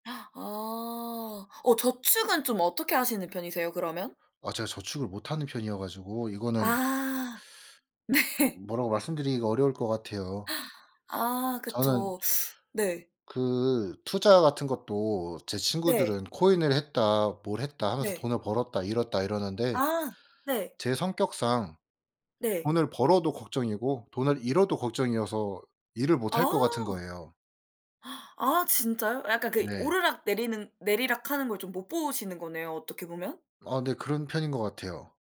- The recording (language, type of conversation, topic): Korean, unstructured, 돈을 가장 쉽게 잘 관리하는 방법은 뭐라고 생각하세요?
- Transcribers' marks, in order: gasp; teeth sucking; laughing while speaking: "네"; gasp